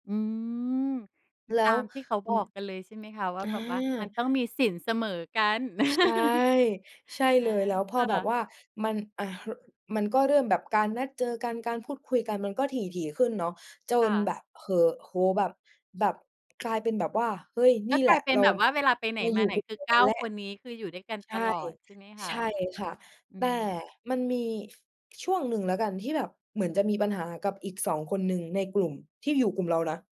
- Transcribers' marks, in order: tapping; laugh; other background noise
- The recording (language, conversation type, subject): Thai, podcast, อะไรทำให้การนั่งคุยกับเพื่อนแบบไม่รีบมีค่าในชีวิตคุณ?